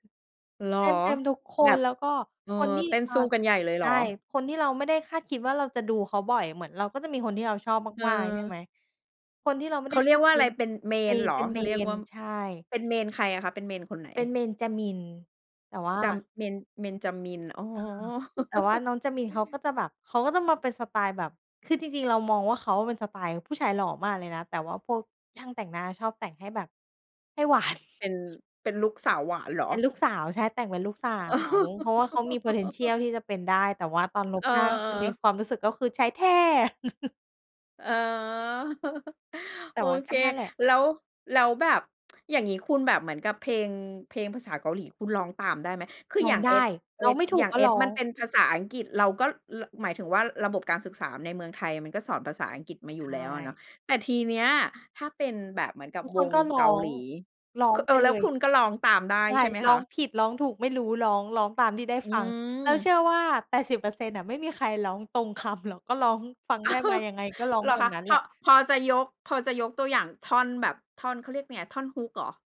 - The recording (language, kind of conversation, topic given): Thai, podcast, เล่าประสบการณ์ไปดูคอนเสิร์ตที่ประทับใจที่สุดของคุณให้ฟังหน่อยได้ไหม?
- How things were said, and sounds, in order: laugh; laughing while speaking: "ให้หวาน"; laughing while speaking: "เออ"; laugh; in English: "Potential"; chuckle; tsk; laughing while speaking: "เอ้า"